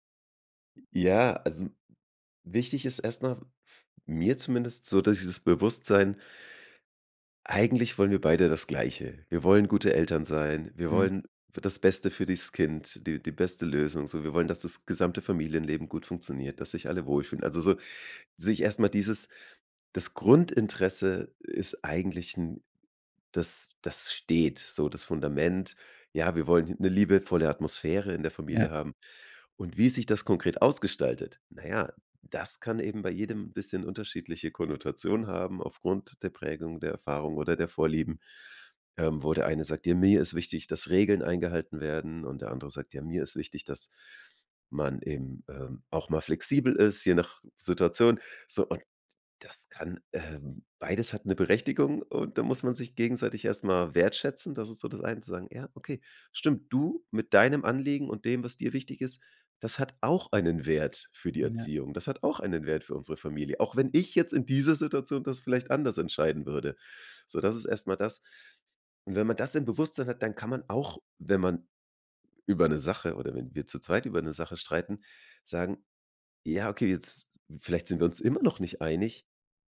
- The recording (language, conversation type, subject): German, podcast, Wie könnt ihr als Paar Erziehungsfragen besprechen, ohne dass es zum Streit kommt?
- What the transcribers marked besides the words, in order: other noise